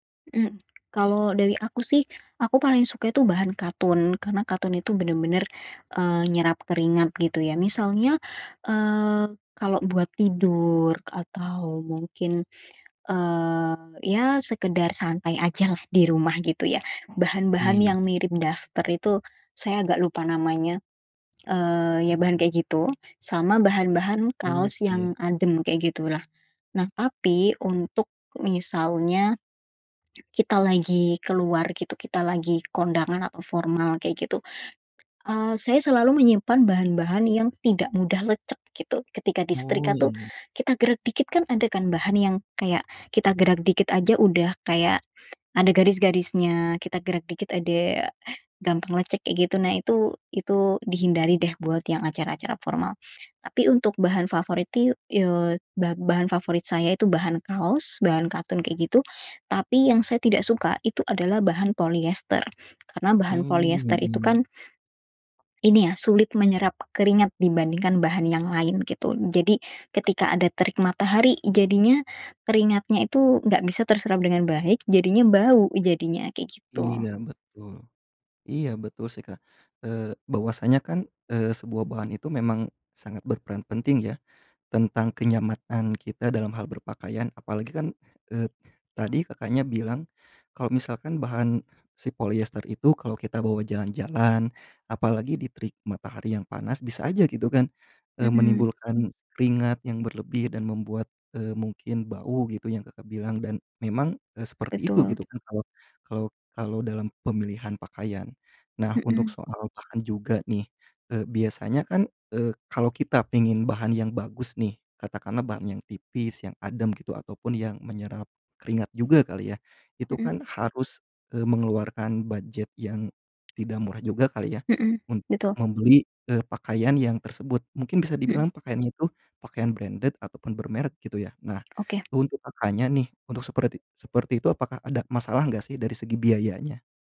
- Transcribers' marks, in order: "sekadar" said as "sekedar"; in English: "branded"
- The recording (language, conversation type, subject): Indonesian, podcast, Bagaimana cara kamu memadupadankan pakaian untuk sehari-hari?